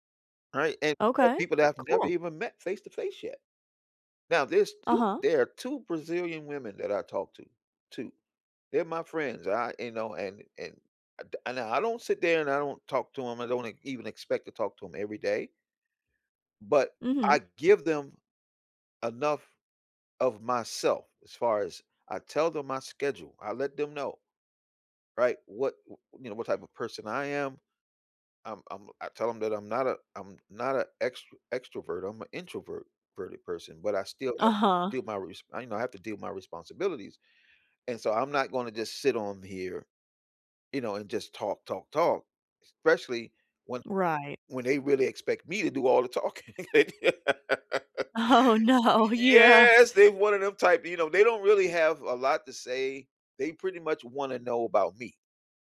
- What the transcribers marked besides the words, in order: laughing while speaking: "talking"; laugh; stressed: "Yes"; laughing while speaking: "Oh, no. Yeah"
- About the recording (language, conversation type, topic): English, unstructured, How can I keep a long-distance relationship feeling close without constant check-ins?